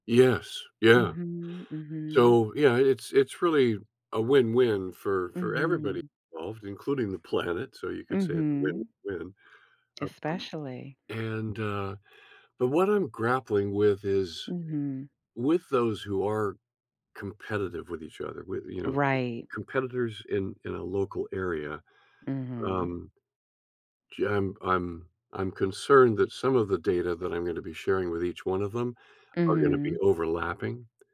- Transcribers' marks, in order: laughing while speaking: "planet"; other background noise; tapping
- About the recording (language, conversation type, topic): English, advice, How can I get a promotion?
- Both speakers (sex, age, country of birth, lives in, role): female, 60-64, United States, United States, advisor; male, 70-74, Canada, United States, user